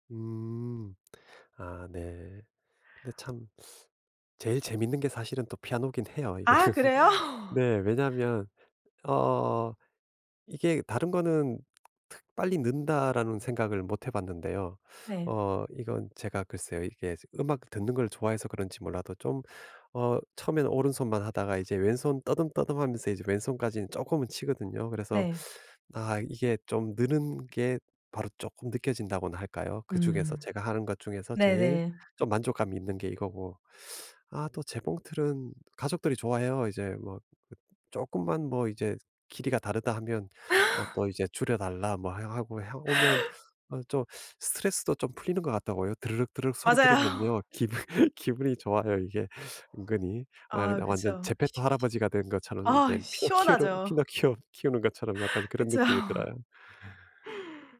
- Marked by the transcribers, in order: teeth sucking; laugh; laughing while speaking: "그래요?"; teeth sucking; teeth sucking; tapping; teeth sucking; laugh; teeth sucking; laugh; teeth sucking; other background noise; laughing while speaking: "그쵸"; laugh
- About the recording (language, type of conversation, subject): Korean, advice, 빠듯한 일정 속에서 짧은 휴식을 어떻게 챙길 수 있을까요?